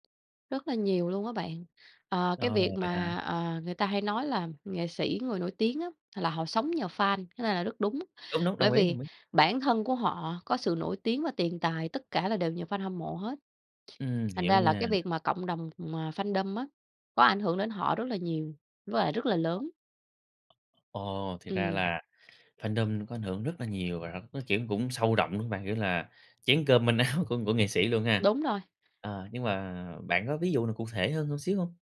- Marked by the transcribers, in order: tapping; other background noise; in English: "fandom"; in English: "fandom"; laughing while speaking: "áo"
- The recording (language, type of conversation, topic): Vietnamese, podcast, Bạn cảm nhận fandom ảnh hưởng tới nghệ sĩ thế nào?